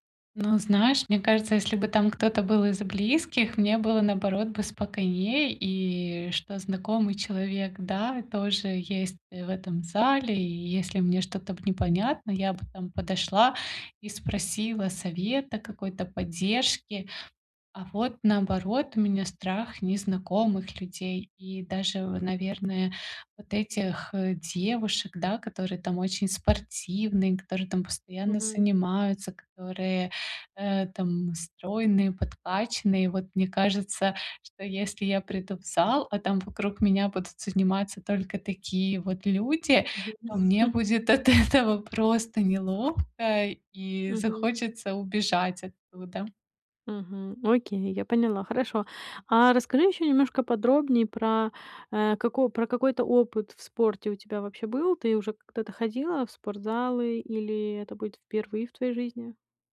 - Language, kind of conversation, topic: Russian, advice, Как мне начать заниматься спортом, не боясь осуждения окружающих?
- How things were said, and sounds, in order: other background noise; tapping; chuckle; chuckle